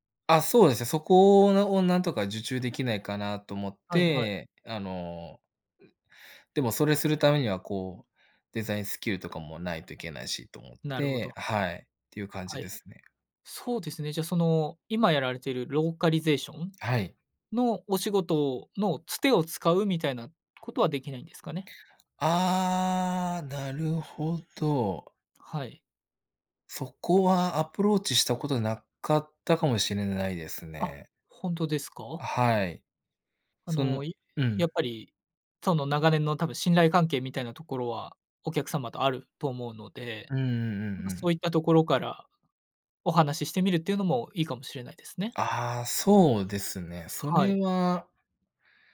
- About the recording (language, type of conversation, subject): Japanese, advice, 失敗が怖くて完璧を求めすぎてしまい、行動できないのはどうすれば改善できますか？
- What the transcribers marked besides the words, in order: drawn out: "ああ"